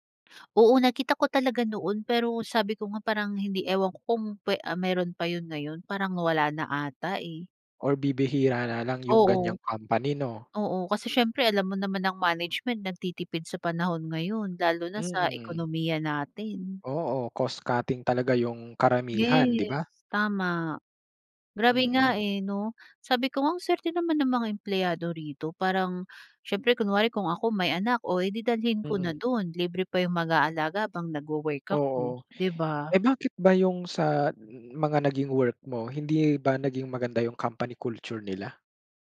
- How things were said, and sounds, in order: other background noise; tapping
- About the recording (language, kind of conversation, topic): Filipino, podcast, Anong simpleng nakagawian ang may pinakamalaking epekto sa iyo?